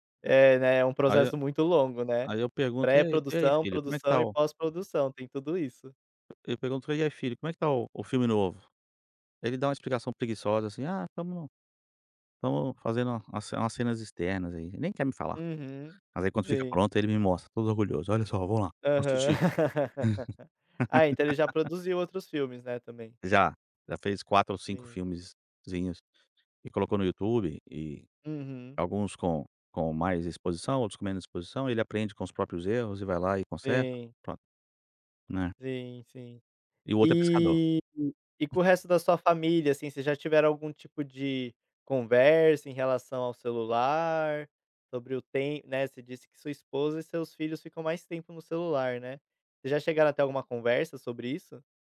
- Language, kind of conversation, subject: Portuguese, podcast, Que papel o celular tem nas suas relações pessoais?
- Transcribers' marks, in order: tapping; laugh; laugh; chuckle